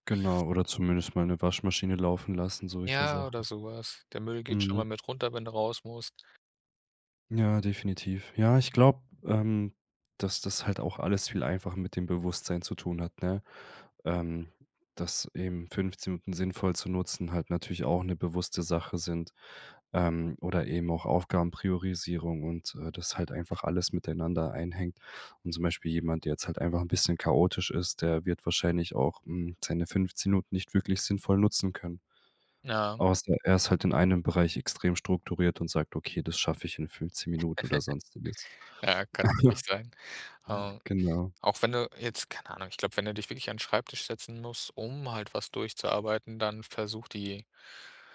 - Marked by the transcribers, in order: giggle; cough; stressed: "um"
- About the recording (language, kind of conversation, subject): German, podcast, Wie nutzt du 15-Minuten-Zeitfenster sinnvoll?